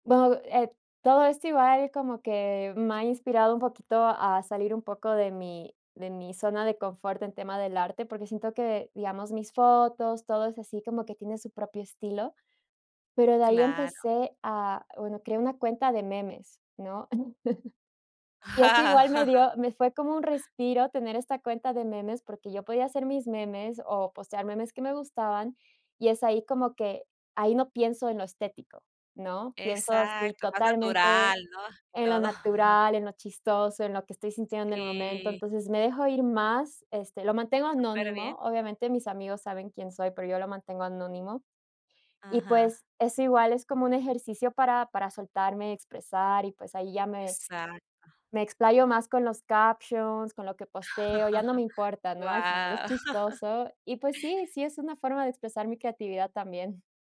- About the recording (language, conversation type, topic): Spanish, podcast, ¿Cómo afectan las redes sociales a tu creatividad?
- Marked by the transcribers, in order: chuckle; laugh; other background noise; laughing while speaking: "todo"; laughing while speaking: "Guau"